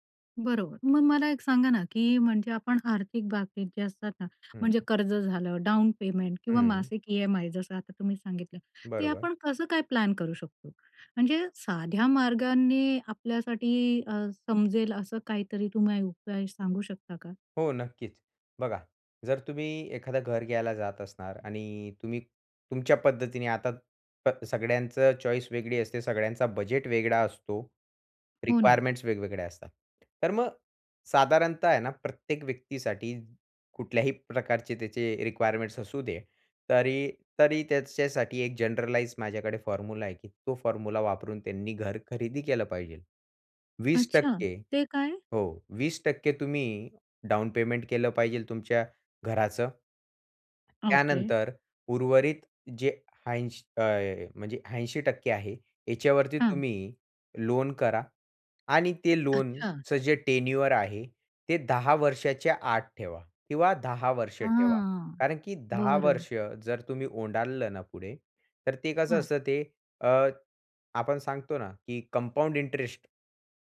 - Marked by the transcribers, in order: other background noise; in English: "डाउन पेमेंट"; in English: "चॉईस"; in English: "रिक्वायरमेंट्स"; in English: "रिक्वायरमेंट्स"; in English: "जनरलाइज"; in English: "फॉर्म्युला"; in English: "फॉर्म्युला"; in English: "डाउन पेमेंट"; in English: "टेन्युअर"; "ओलांडलं" said as "ओंडालं"; in English: "कंपाउंड इंटरेस्ट"
- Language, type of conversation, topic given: Marathi, podcast, घर खरेदी करायची की भाडेतत्त्वावर राहायचं हे दीर्घकालीन दृष्टीने कसं ठरवायचं?